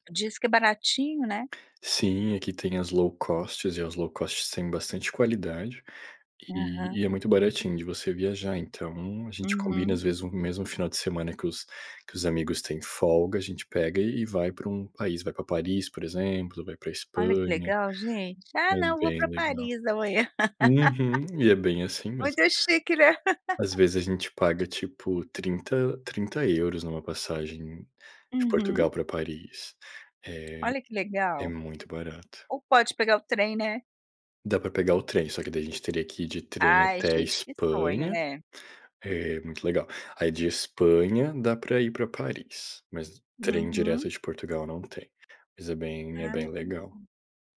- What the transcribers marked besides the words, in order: in English: "low-cost"; in English: "low-cost"; laugh; laughing while speaking: "Muito chique né"; other background noise; tapping
- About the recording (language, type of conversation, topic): Portuguese, unstructured, Como você equilibra o seu tempo entre a família e os amigos?